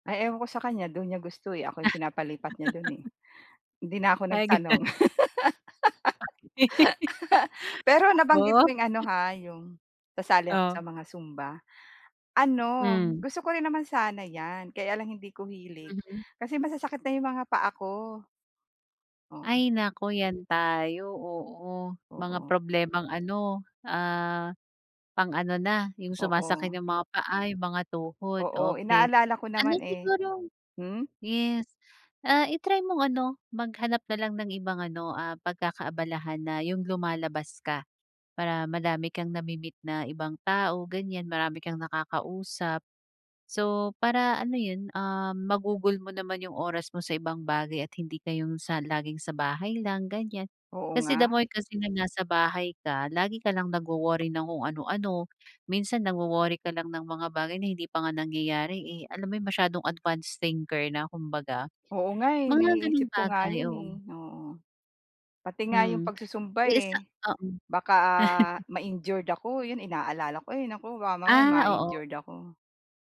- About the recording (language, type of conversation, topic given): Filipino, advice, Paano ko mapapamahalaan nang epektibo ang pag-aalala ko sa araw-araw?
- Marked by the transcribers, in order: laugh; laughing while speaking: "gano'n"; other background noise; laugh; tapping; in English: "advanced thinker"; chuckle